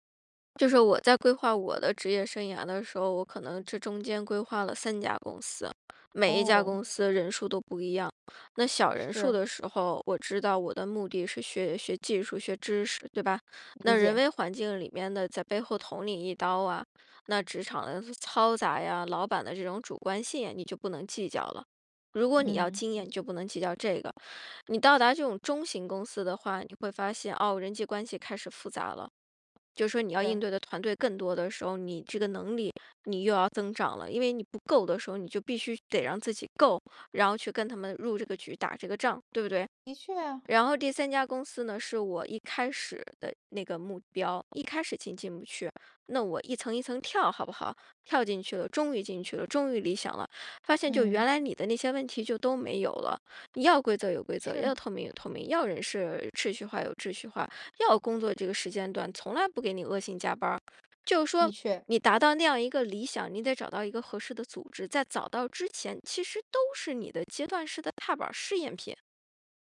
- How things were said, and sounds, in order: other background noise; "找到" said as "早到"
- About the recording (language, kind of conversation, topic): Chinese, podcast, 怎么在工作场合表达不同意见而不失礼？